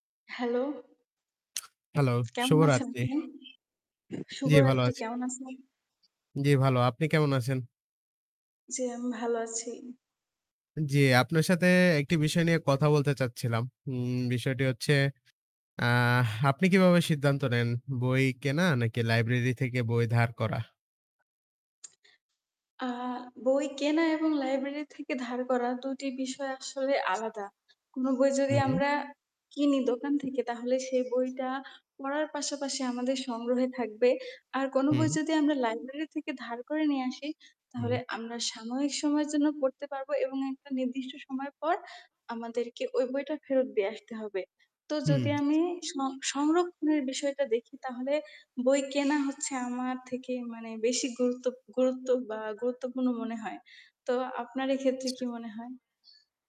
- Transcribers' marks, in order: static; tapping; distorted speech; other noise; unintelligible speech
- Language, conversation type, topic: Bengali, unstructured, আপনি কীভাবে ঠিক করেন বই কিনবেন, নাকি গ্রন্থাগার থেকে ধার করবেন?